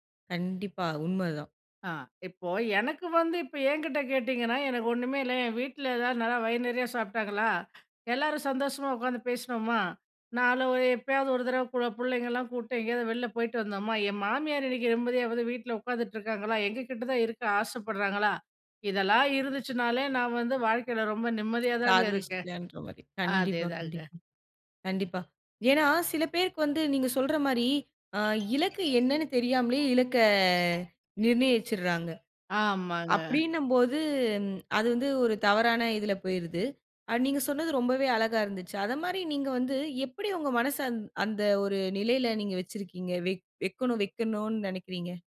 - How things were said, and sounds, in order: alarm
- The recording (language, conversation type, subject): Tamil, podcast, பணமும் புகழும் இல்லாமலேயே அர்த்தம் கிடைக்குமா?